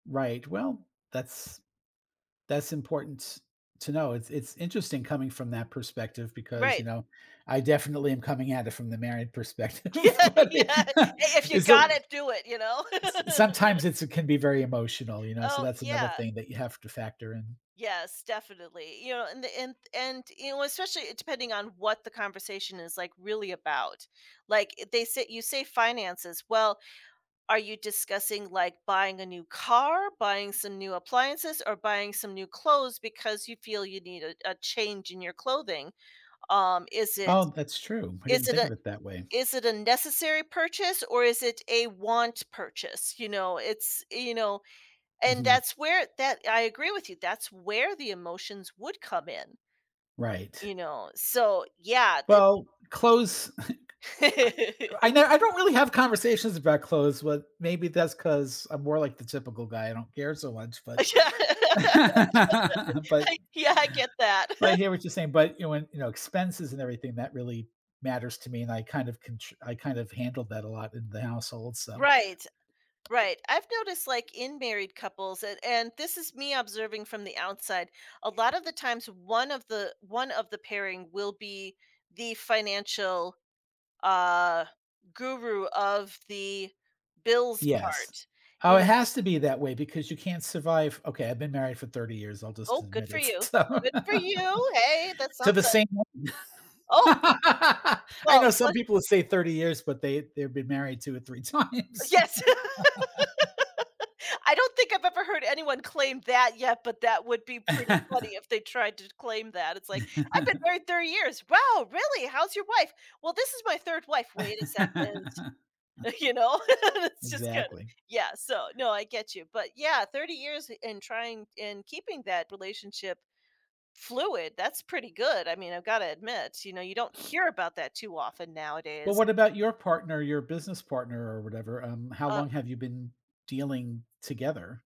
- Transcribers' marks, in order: tapping; laughing while speaking: "Yeah, yeah"; laughing while speaking: "perspective, but i"; laugh; chuckle; laugh; laughing while speaking: "Yeah"; laugh; other background noise; background speech; laughing while speaking: "t to"; laugh; laugh; laughing while speaking: "times"; laugh; laugh; chuckle; chuckle; laugh; sniff
- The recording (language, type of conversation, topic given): English, unstructured, What are some effective ways couples can navigate financial disagreements?